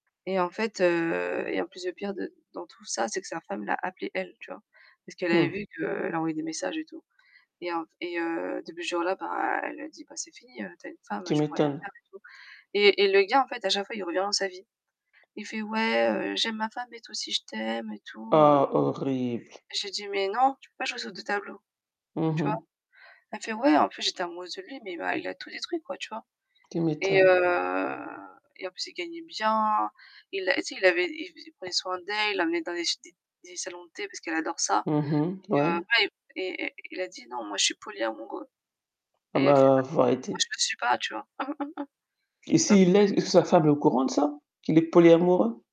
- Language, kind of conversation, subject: French, unstructured, Comment gères-tu la jalousie dans une relation amoureuse ?
- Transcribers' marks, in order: static; tapping; distorted speech; chuckle